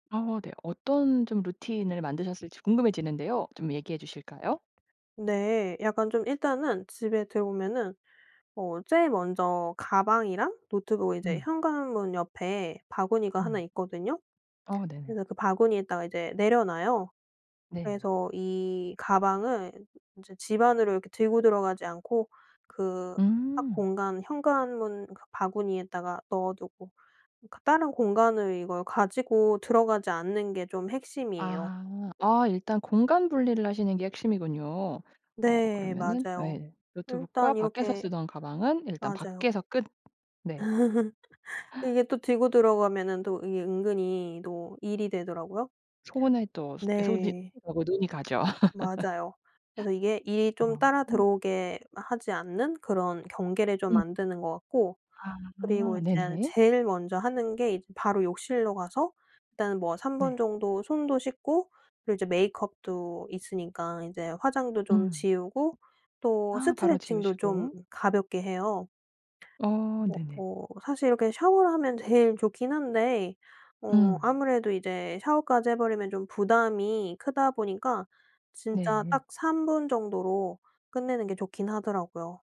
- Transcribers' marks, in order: tapping; other background noise; laugh; gasp; laugh
- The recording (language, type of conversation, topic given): Korean, podcast, 퇴근 후에 진짜로 쉬는 방법은 무엇인가요?